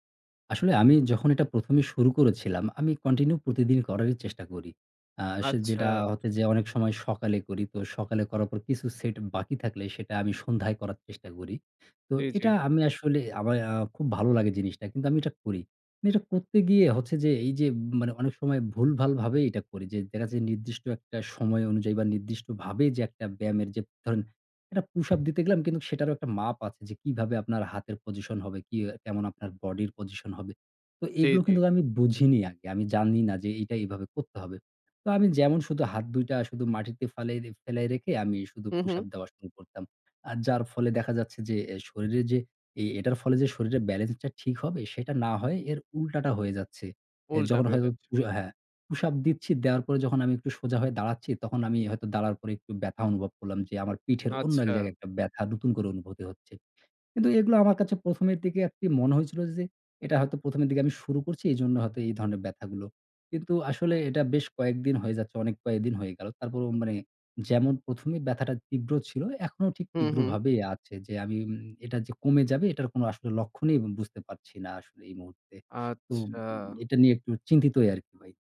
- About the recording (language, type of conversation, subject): Bengali, advice, ভুল ভঙ্গিতে ব্যায়াম করার ফলে পিঠ বা জয়েন্টে ব্যথা হলে কী করবেন?
- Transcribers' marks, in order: "আমার" said as "আমায়া"; tapping; "দাঁড়ানোর" said as "দারার"